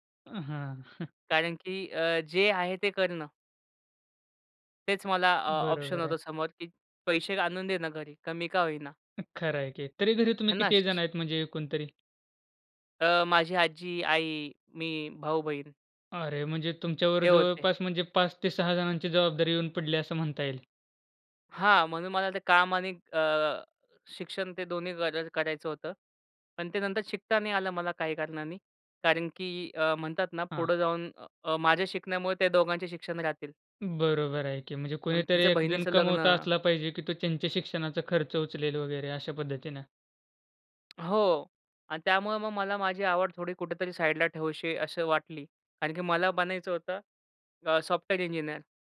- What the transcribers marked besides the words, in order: chuckle; in English: "ऑप्शन"; other noise; tapping
- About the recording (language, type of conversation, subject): Marathi, podcast, तुमची आवड कशी विकसित झाली?